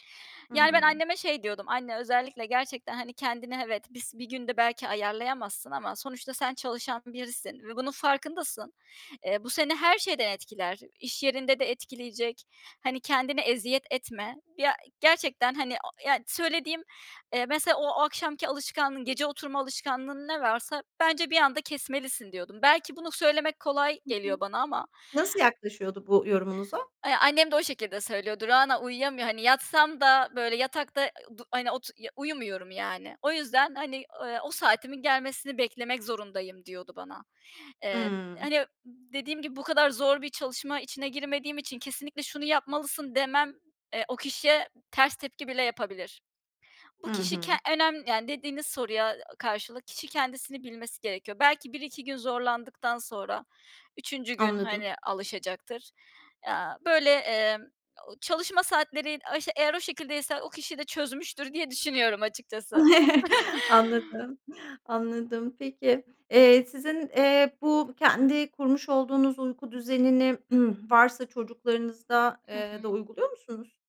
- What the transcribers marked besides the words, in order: tapping; other background noise; chuckle; throat clearing
- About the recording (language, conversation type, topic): Turkish, podcast, Uyku düzenimi düzeltmenin kolay yolları nelerdir?